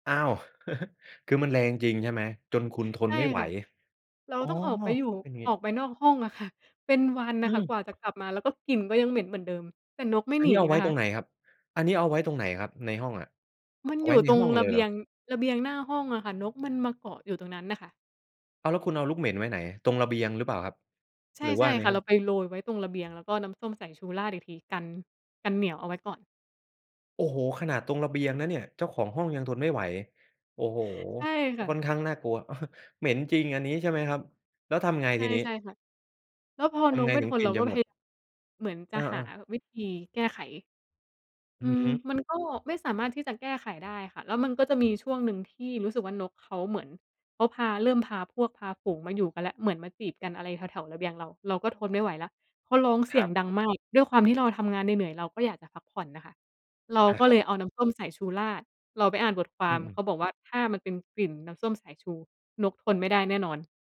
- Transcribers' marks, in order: chuckle; surprised: "โอ้โฮ ! ขนาดตรงระเบียงนะเนี่ย"; chuckle
- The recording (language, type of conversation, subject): Thai, podcast, เสียงนกหรือเสียงลมส่งผลต่ออารมณ์ของคุณอย่างไร?